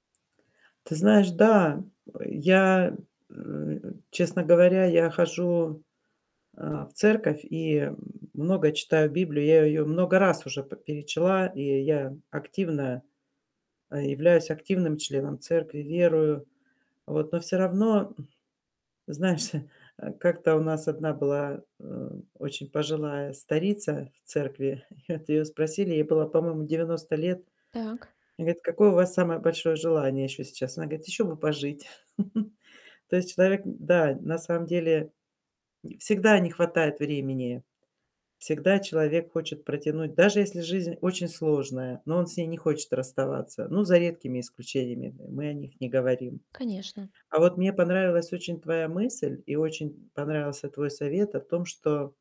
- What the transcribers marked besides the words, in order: laughing while speaking: "Знаешь, э"; chuckle; distorted speech; chuckle; tapping
- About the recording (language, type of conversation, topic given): Russian, advice, Как понять, готов ли я к новому этапу в жизни?